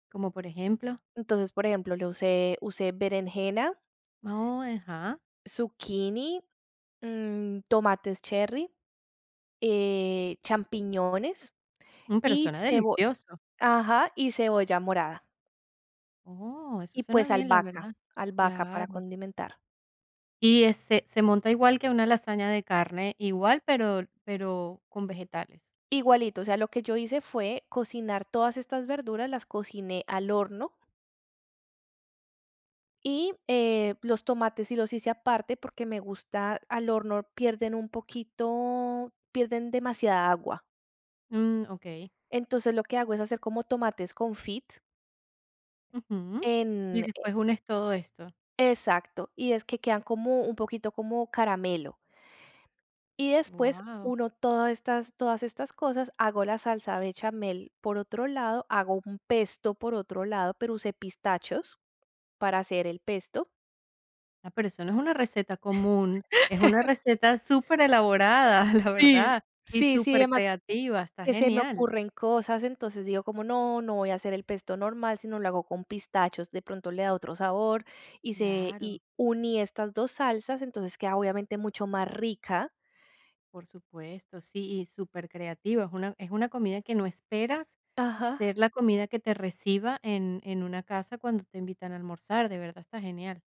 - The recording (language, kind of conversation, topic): Spanish, podcast, ¿Cómo te organizas para recibir visitas y lograr que todo salga bien?
- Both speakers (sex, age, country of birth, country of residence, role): female, 35-39, Colombia, Italy, guest; female, 50-54, Venezuela, United States, host
- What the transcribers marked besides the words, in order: laugh